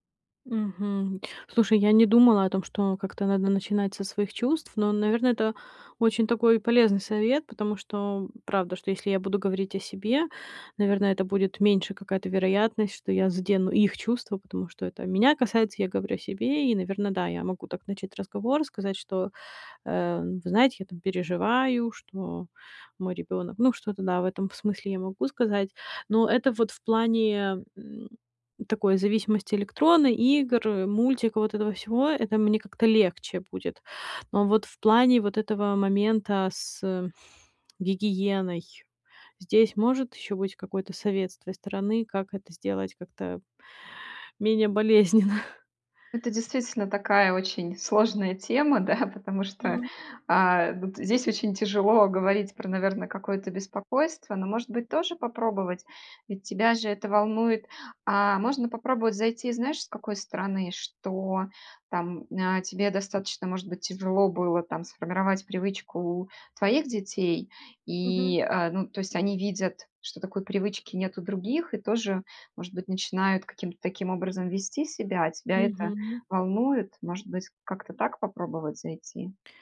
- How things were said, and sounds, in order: laughing while speaking: "болезненно?"; tapping
- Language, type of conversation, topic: Russian, advice, Как сказать другу о его неудобном поведении, если я боюсь конфликта?